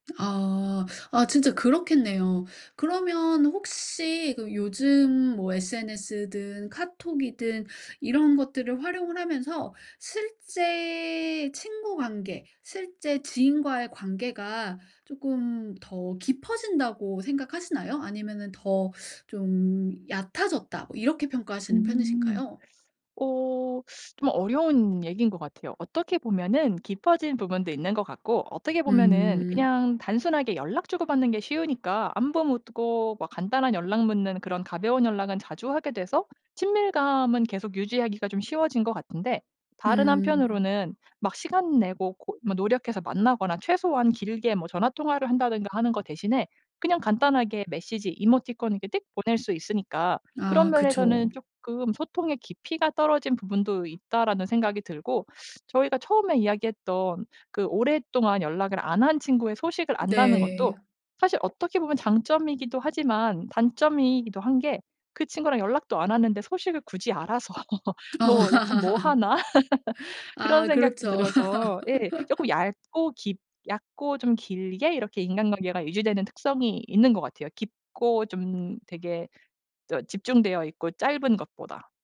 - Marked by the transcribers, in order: tapping; laugh
- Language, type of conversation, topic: Korean, podcast, 기술의 발달로 인간관계가 어떻게 달라졌나요?